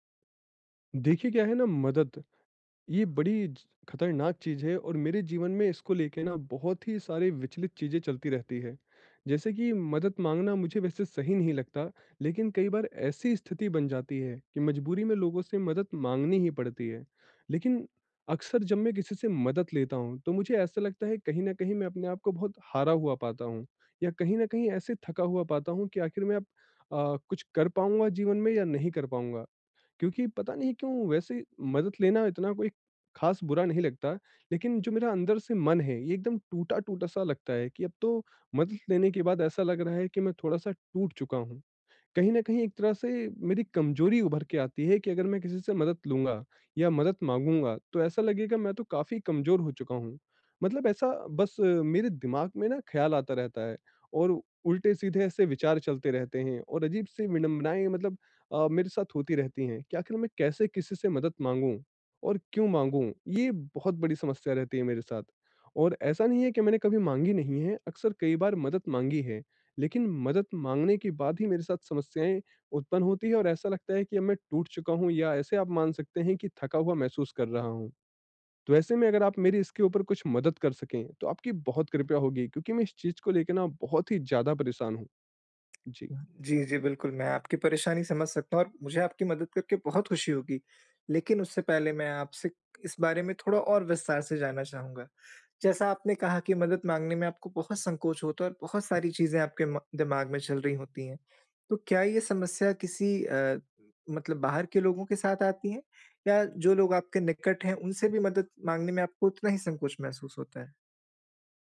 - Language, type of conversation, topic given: Hindi, advice, मदद कब चाहिए: संकेत और सीमाएँ
- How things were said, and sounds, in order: none